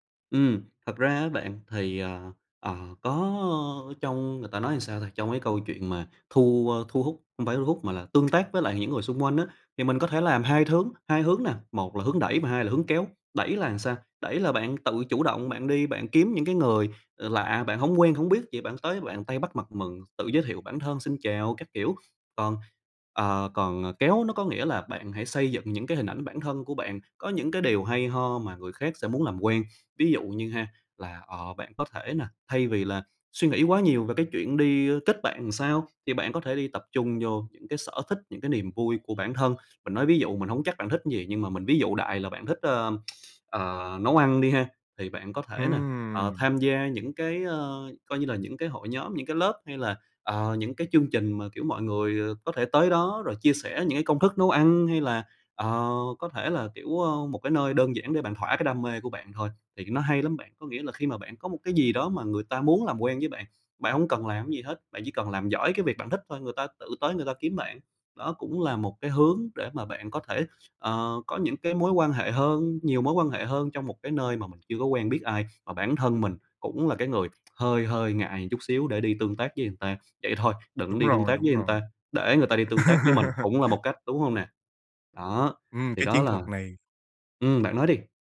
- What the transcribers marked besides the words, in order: tapping; horn; tsk; other background noise; laugh
- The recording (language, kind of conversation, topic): Vietnamese, advice, Bạn đang cảm thấy cô đơn và thiếu bạn bè sau khi chuyển đến một thành phố mới phải không?